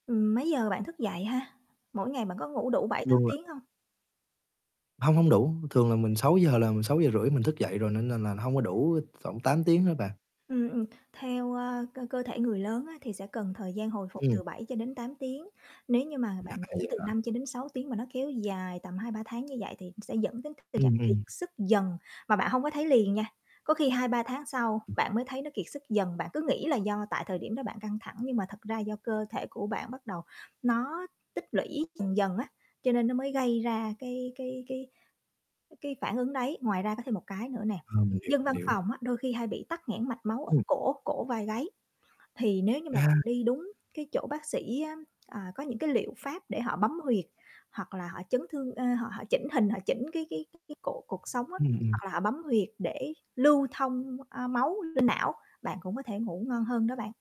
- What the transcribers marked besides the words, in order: distorted speech; tapping; other background noise
- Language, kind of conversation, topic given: Vietnamese, advice, Tôi lo mình sẽ lệ thuộc vào thuốc ngủ, tôi nên làm gì để giảm dần và ngủ tốt hơn?